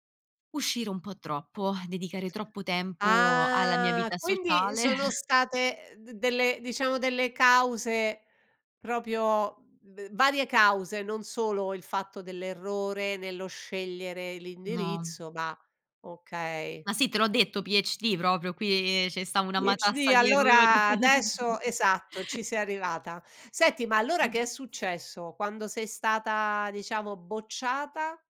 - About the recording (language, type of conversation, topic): Italian, podcast, Raccontami di un errore che ti ha insegnato tanto?
- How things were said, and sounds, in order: exhale; drawn out: "Ah"; chuckle; "proprio" said as "propio"; in English: "PhD"; "proprio" said as "propio"; in English: "PhD"; chuckle; other background noise